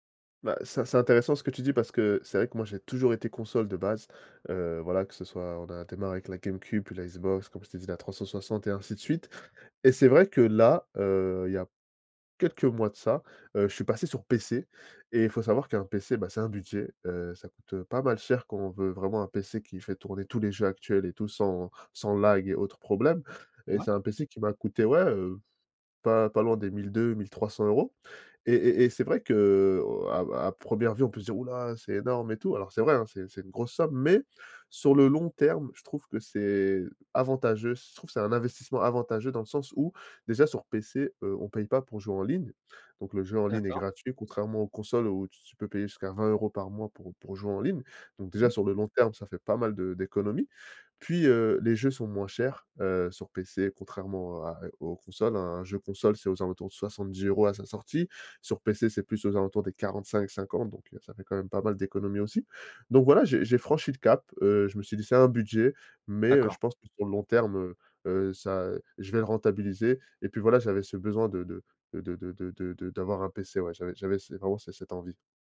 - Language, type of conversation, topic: French, podcast, Quel est un hobby qui t’aide à vider la tête ?
- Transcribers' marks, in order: in English: "lag"; drawn out: "que"; other background noise